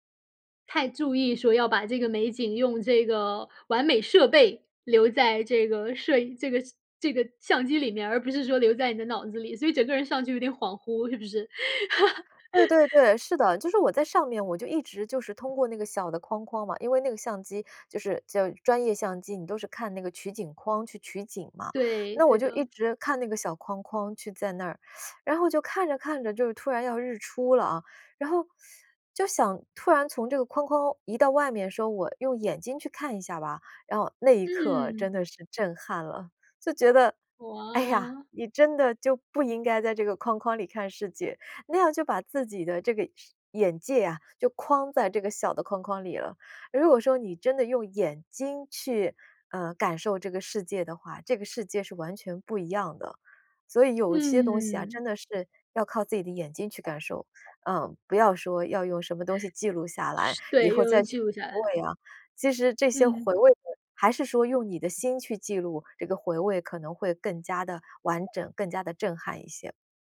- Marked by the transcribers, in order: laugh; teeth sucking; teeth sucking
- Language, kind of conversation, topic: Chinese, podcast, 你会如何形容站在山顶看日出时的感受？